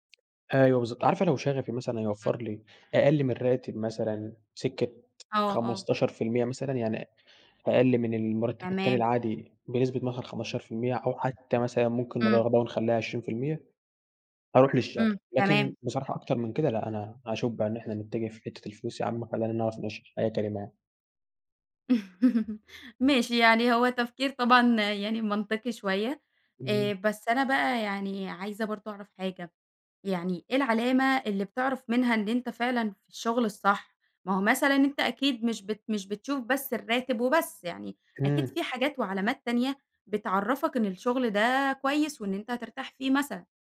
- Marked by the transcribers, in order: tapping; giggle
- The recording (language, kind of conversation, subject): Arabic, podcast, إزاي تختار بين شغفك وبين مرتب أعلى؟
- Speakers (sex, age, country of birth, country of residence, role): female, 20-24, Egypt, Egypt, host; male, 18-19, Egypt, Egypt, guest